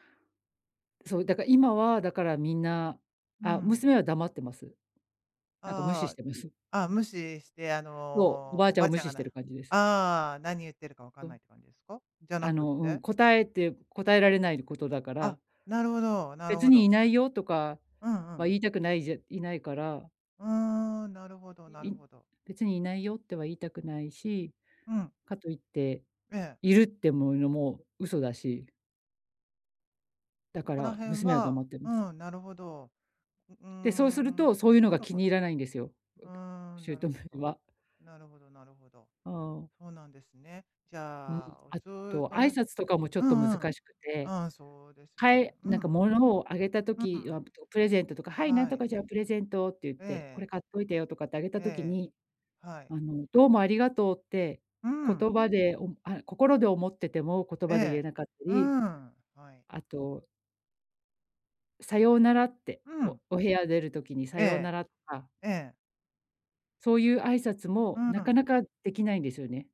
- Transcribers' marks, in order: other noise; laughing while speaking: "姑は"; unintelligible speech
- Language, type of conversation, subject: Japanese, advice, 育児方針の違いについて、パートナーとどう話し合えばよいですか？